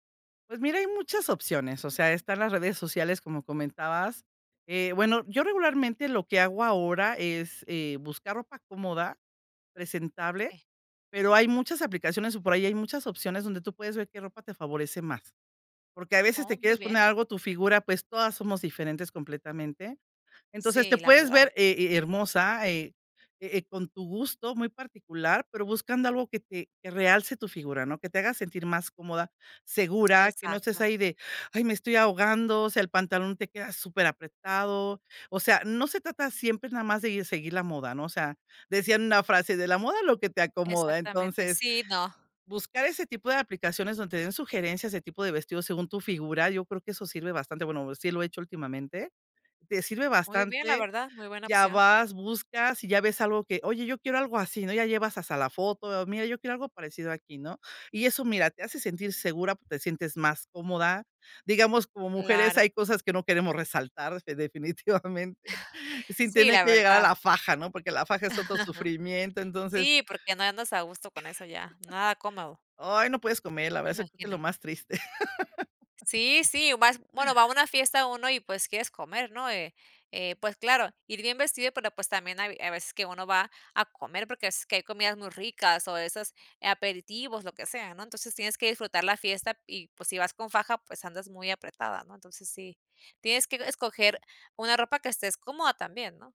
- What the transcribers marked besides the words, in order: chuckle; chuckle; chuckle; laugh
- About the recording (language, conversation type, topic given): Spanish, podcast, ¿Qué prendas te hacen sentir más seguro?